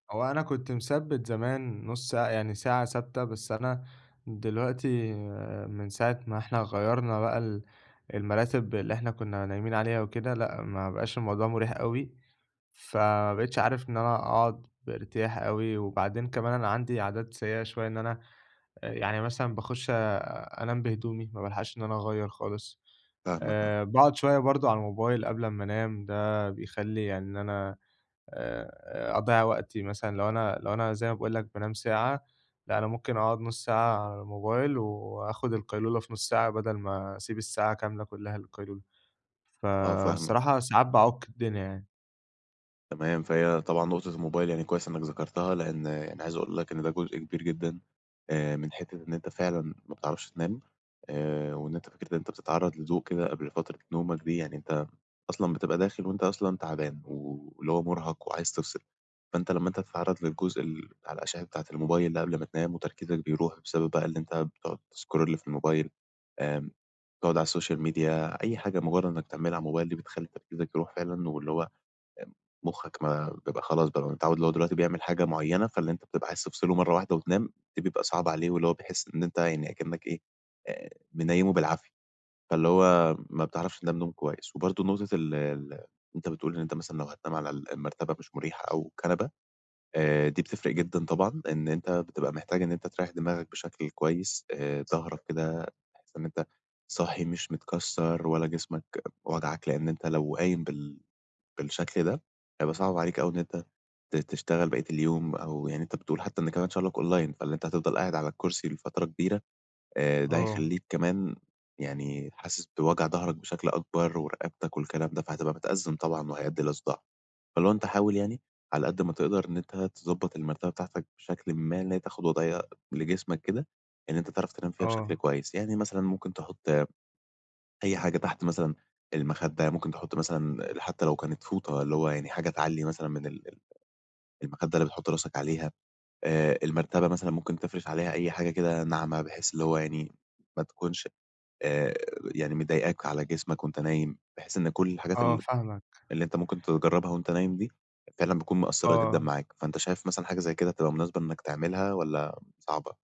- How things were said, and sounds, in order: tapping; in English: "تscroll"; in English: "السوشيال ميديا"; in English: "أونلاين"
- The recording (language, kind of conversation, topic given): Arabic, advice, إزاي أختار مكان هادي ومريح للقيلولة؟
- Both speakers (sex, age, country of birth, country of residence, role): male, 20-24, Egypt, Egypt, advisor; male, 20-24, Egypt, Egypt, user